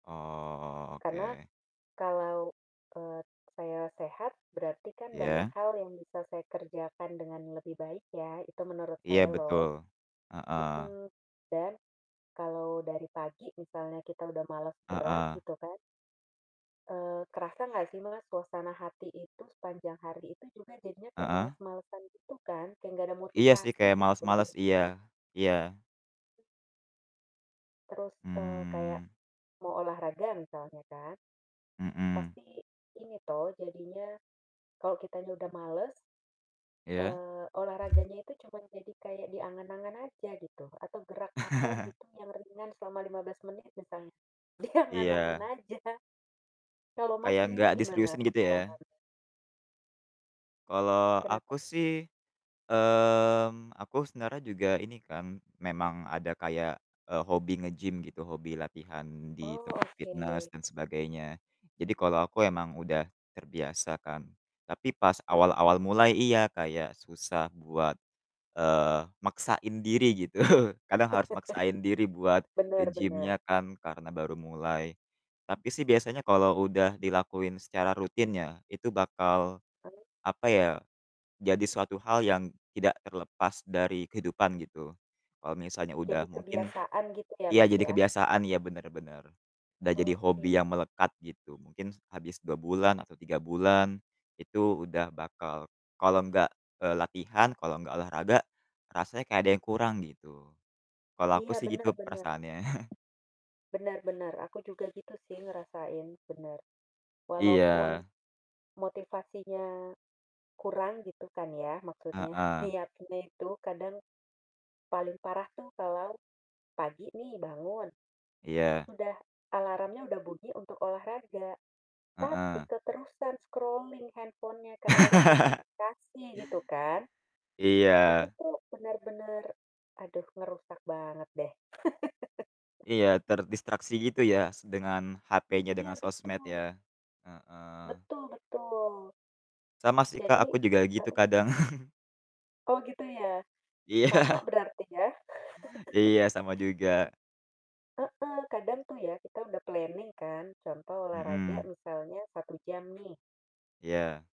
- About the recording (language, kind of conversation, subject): Indonesian, unstructured, Bagaimana cara memotivasi diri agar tetap aktif bergerak?
- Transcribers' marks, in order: drawn out: "Oh"; static; distorted speech; other background noise; tapping; chuckle; laughing while speaking: "di angan-angan aja"; laughing while speaking: "gitu"; laugh; chuckle; in English: "scrolling"; laugh; laugh; chuckle; laughing while speaking: "Iya"; chuckle; in English: "planning"